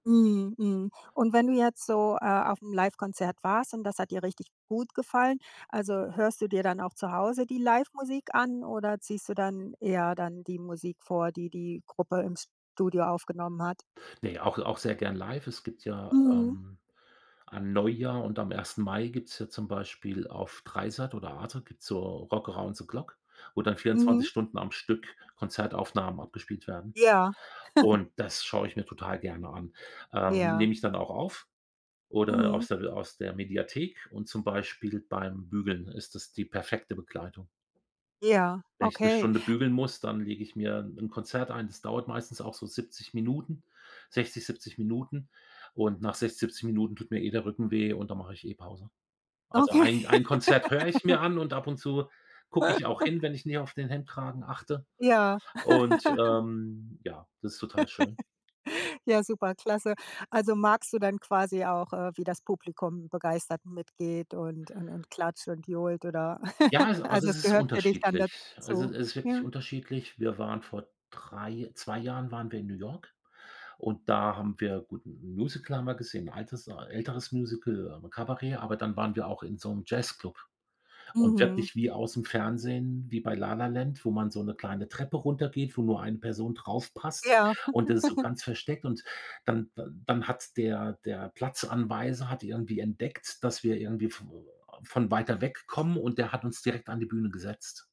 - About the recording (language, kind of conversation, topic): German, podcast, Wie beeinflusst Live-Musik langfristig deinen Musikgeschmack?
- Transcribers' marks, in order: other background noise; chuckle; laughing while speaking: "Okay"; laugh; chuckle; chuckle; chuckle